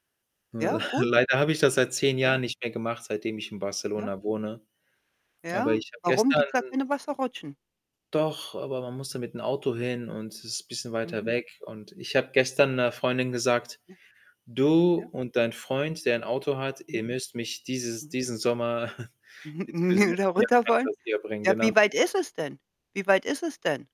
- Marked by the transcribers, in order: static; chuckle; other background noise; distorted speech; laughing while speaking: "und wieder"; chuckle; unintelligible speech
- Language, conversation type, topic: German, unstructured, Wie wirkt sich Sport auf die mentale Gesundheit aus?